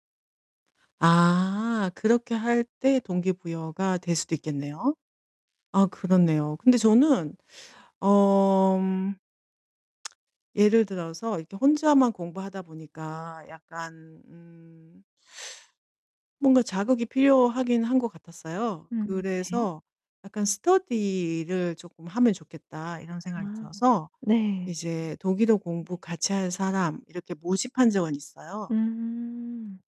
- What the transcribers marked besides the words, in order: static; lip smack; distorted speech
- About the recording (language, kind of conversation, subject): Korean, podcast, 혼자 공부할 때 동기부여를 어떻게 유지했나요?